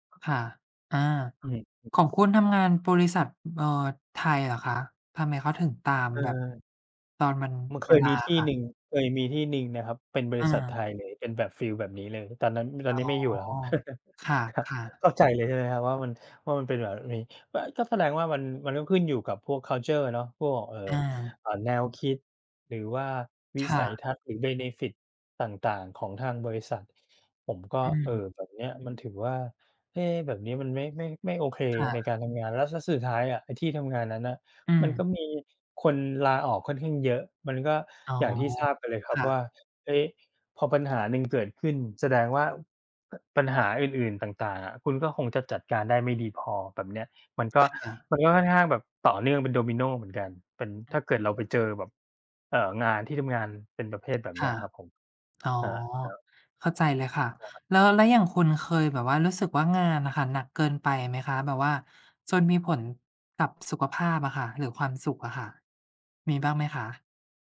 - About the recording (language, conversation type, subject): Thai, unstructured, คุณคิดว่าสมดุลระหว่างงานกับชีวิตส่วนตัวสำคัญแค่ไหน?
- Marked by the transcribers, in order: tapping; "ที่หนึ่ง" said as "ที่นิง"; chuckle; laughing while speaking: "ครับ"; "แบบนี้" said as "แหวะมี"; in English: "คัลเชอร์"; "แบบ" said as "หว่อ"; in English: "เบเนฟิต"; other background noise